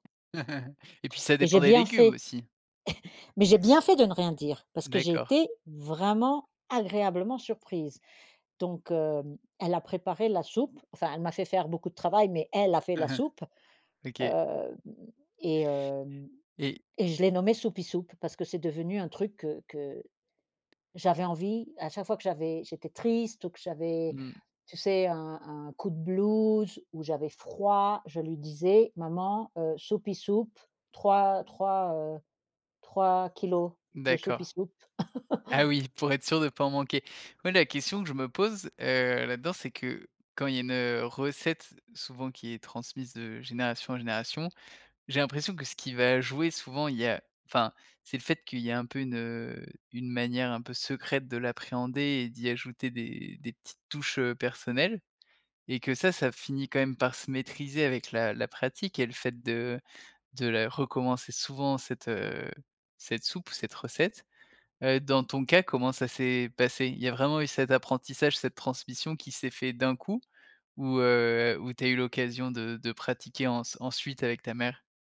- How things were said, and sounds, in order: other background noise; chuckle; chuckle; stressed: "bien"; stressed: "vraiment"; stressed: "elle"; tapping; chuckle
- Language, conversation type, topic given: French, podcast, Quelle est ta soupe préférée pour te réconforter ?